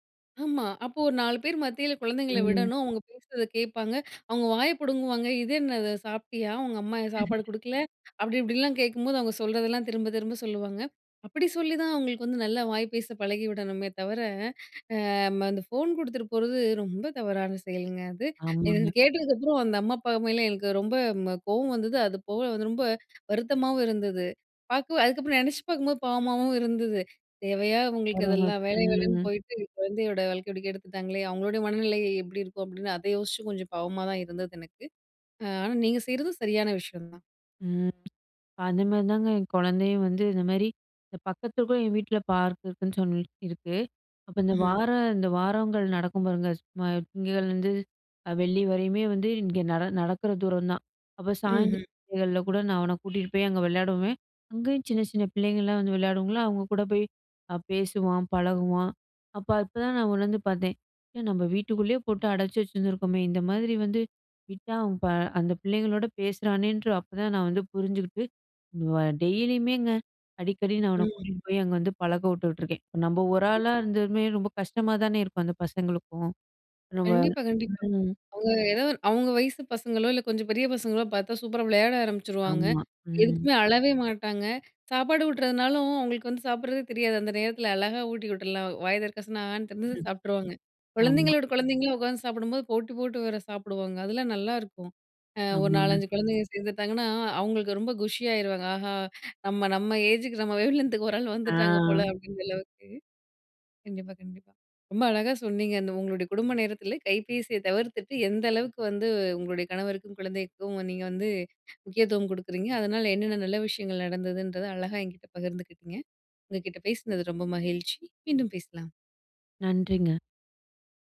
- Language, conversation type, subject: Tamil, podcast, குடும்ப நேரத்தில் கைபேசி பயன்பாட்டை எப்படி கட்டுப்படுத்துவீர்கள்?
- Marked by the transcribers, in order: laugh; other background noise; drawn out: "ம்"; other noise; "திங்கட்கிழமையில" said as "திங்ககிழ"; unintelligible speech; unintelligible speech; unintelligible speech; in English: "வேவ்லென்த்"